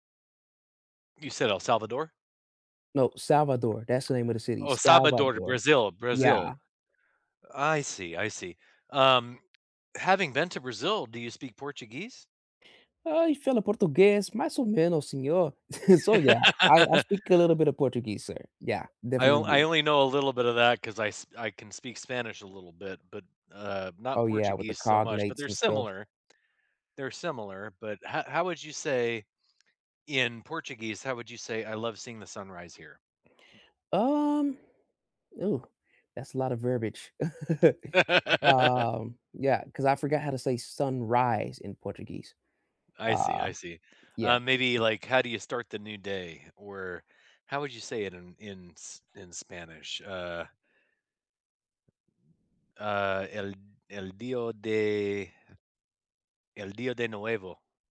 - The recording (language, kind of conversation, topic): English, unstructured, What is the most memorable sunrise or sunset you have seen while traveling?
- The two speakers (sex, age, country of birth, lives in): male, 25-29, United States, United States; male, 45-49, United States, United States
- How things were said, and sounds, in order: tapping; other background noise; in Portuguese: "Eu, falo português mais ou menos, senhor"; chuckle; laugh; chuckle; laugh; in Spanish: "el el dios de"; in Spanish: "el dios de nuevo"